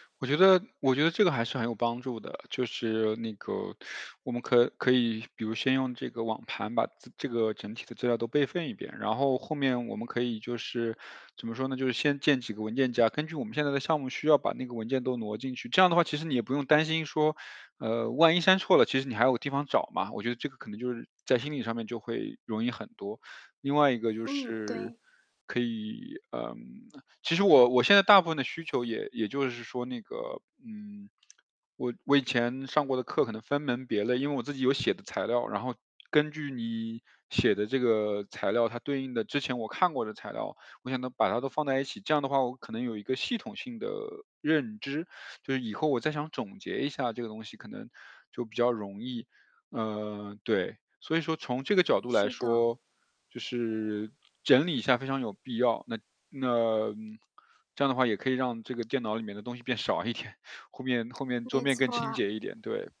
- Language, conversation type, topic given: Chinese, advice, 我该如何开始清理电子文件和应用程序？
- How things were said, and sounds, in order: teeth sucking; static; distorted speech; other background noise; chuckle; tapping